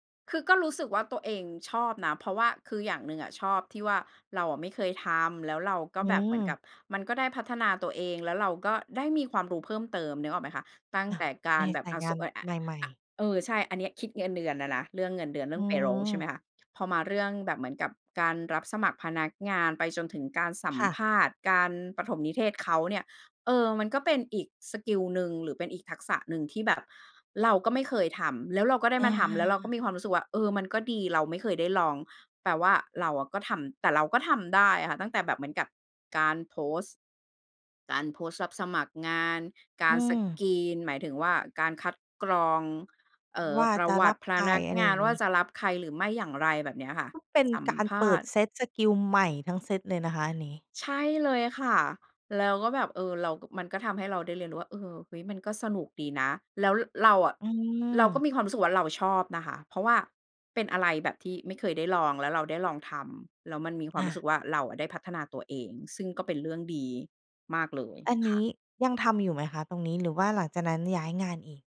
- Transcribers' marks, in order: other background noise; in English: "payroll"; in English: "สกรีน"
- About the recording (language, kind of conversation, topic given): Thai, podcast, เราจะหางานที่เหมาะกับตัวเองได้อย่างไร?